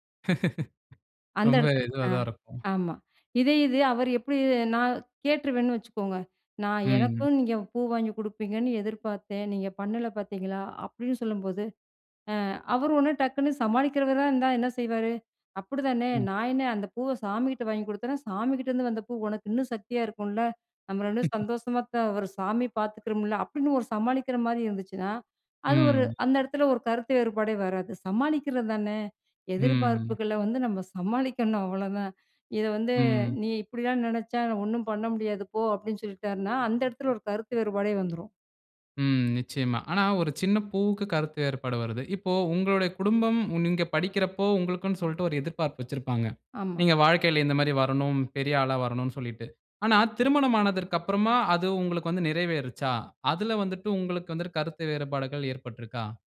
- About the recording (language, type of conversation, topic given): Tamil, podcast, குடும்பம் உங்கள் தொழில்வாழ்க்கை குறித்து வைத்திருக்கும் எதிர்பார்ப்புகளை நீங்கள் எப்படி சமாளிக்கிறீர்கள்?
- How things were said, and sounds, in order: laugh; laugh; tapping